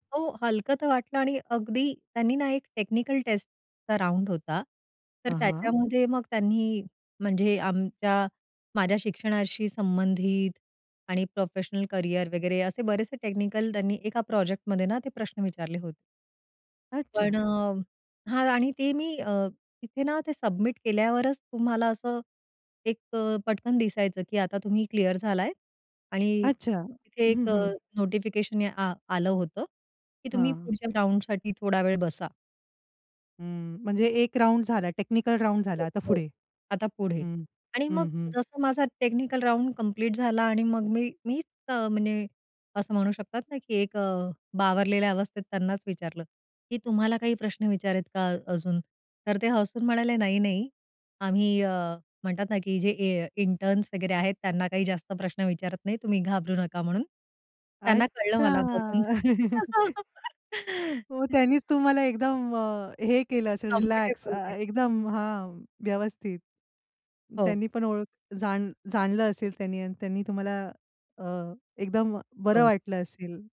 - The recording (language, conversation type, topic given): Marathi, podcast, पहिली नोकरी तुम्हाला कशी मिळाली आणि त्याचा अनुभव कसा होता?
- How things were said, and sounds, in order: in English: "राउंड"; in English: "राउंडसाठी"; in English: "राउंड"; in English: "टेक्निकल राउंड"; unintelligible speech; "पुढे" said as "फुढे"; in English: "टेक्निकल राउंड"; put-on voice: "अच्छा!"; giggle; laugh; in English: "कम्फर्टेबल"